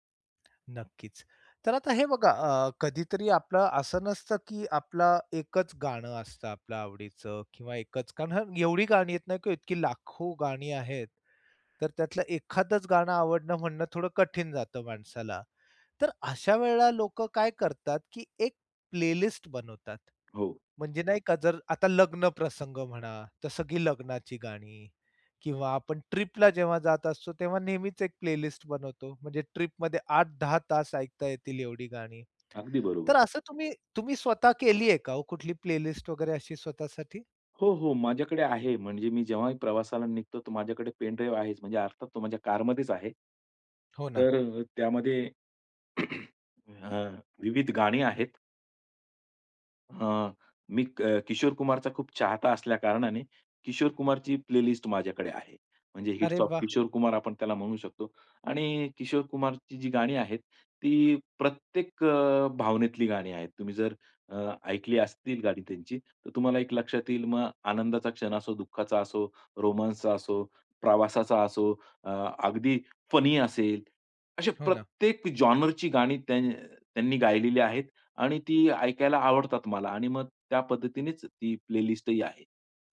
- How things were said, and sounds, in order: tapping; other noise; in English: "प्लेलिस्ट"; in English: "प्लेलिस्ट"; in English: "प्लेलिस्ट"; throat clearing; in English: "प्लेलिस्ट"; in English: "हिट्स ऑफ"; in English: "जॉनरची"; in English: "प्लेलिस्ट"
- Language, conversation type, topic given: Marathi, podcast, कठीण दिवसात कोणती गाणी तुमची साथ देतात?